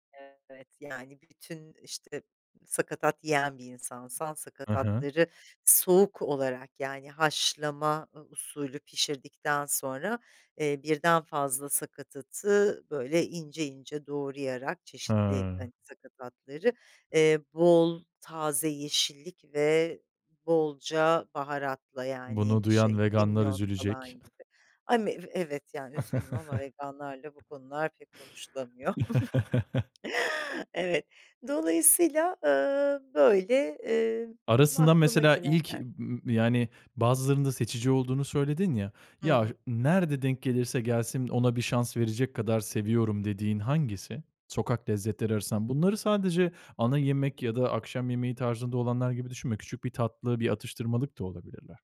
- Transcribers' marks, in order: chuckle; other background noise; chuckle; chuckle
- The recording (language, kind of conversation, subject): Turkish, podcast, Sokak yemekleri arasında favorin hangisi?